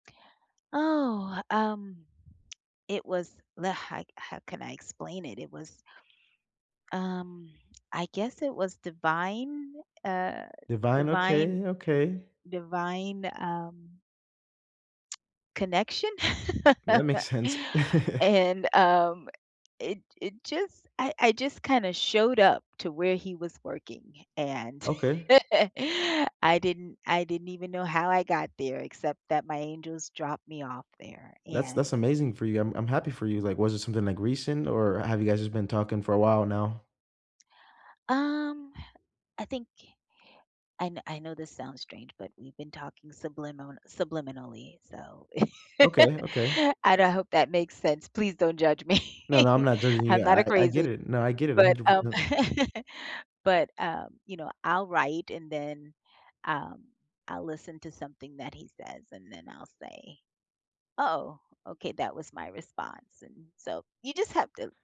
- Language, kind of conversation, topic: English, unstructured, How can you keep your long-distance relationship strong by building connection, trust, and shared routines?
- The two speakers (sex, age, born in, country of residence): female, 40-44, United States, United States; male, 25-29, United States, United States
- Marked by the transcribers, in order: lip smack; lip smack; laugh; laughing while speaking: "sense"; laugh; laugh; laugh; laughing while speaking: "me"; laugh